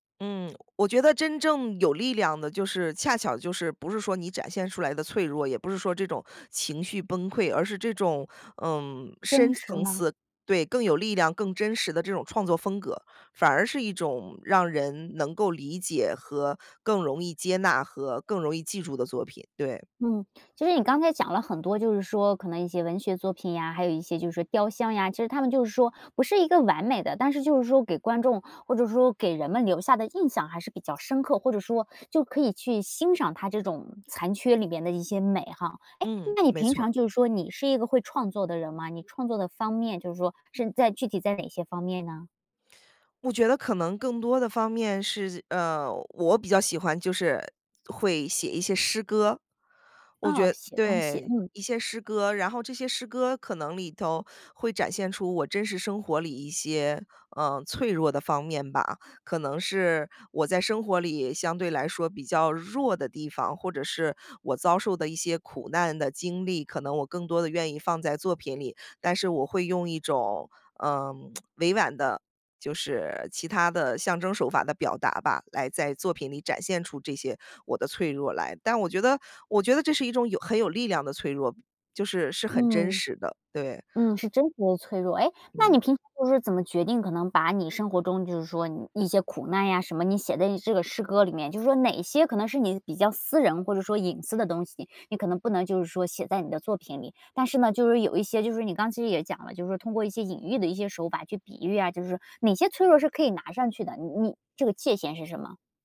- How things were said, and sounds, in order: other background noise; lip smack
- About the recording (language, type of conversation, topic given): Chinese, podcast, 你愿意在作品里展现脆弱吗？